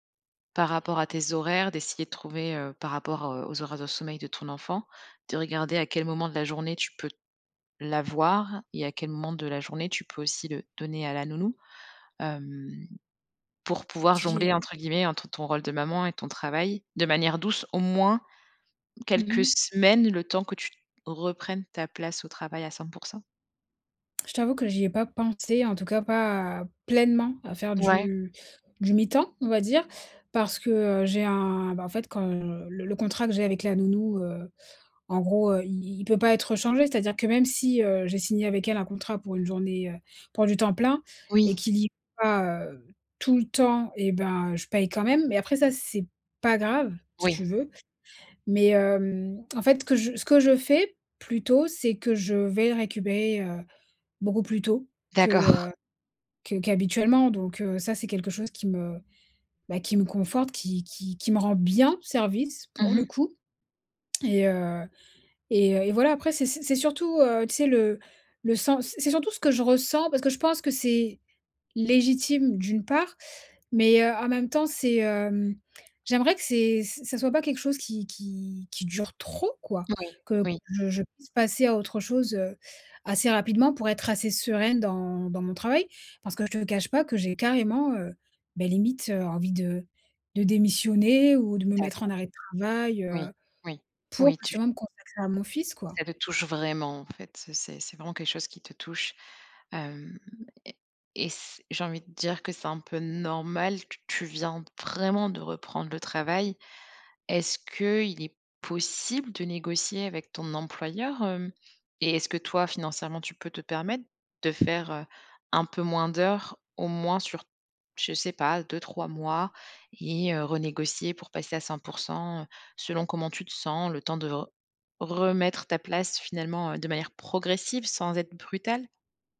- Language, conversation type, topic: French, advice, Comment s’est passé votre retour au travail après un congé maladie ou parental, et ressentez-vous un sentiment d’inadéquation ?
- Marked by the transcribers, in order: tapping; stressed: "pleinement"; stressed: "pas grave"; stressed: "bien"; stressed: "trop"; stressed: "vraiment"; other background noise; stressed: "vraiment"